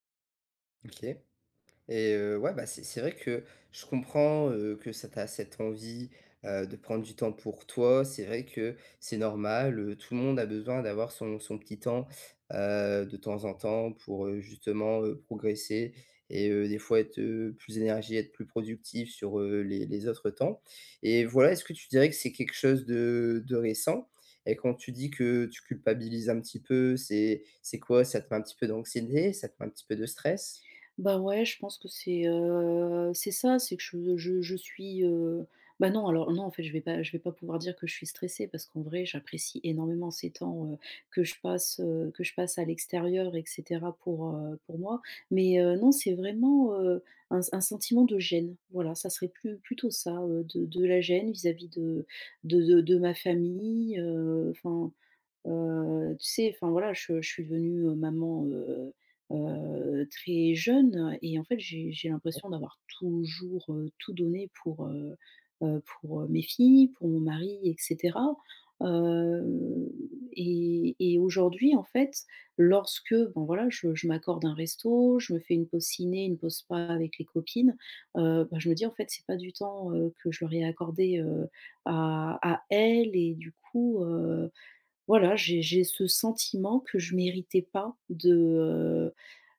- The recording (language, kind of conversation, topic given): French, advice, Pourquoi est-ce que je me sens coupable quand je prends du temps pour moi ?
- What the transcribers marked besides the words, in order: drawn out: "heu"; tapping; drawn out: "heu"; stressed: "elles"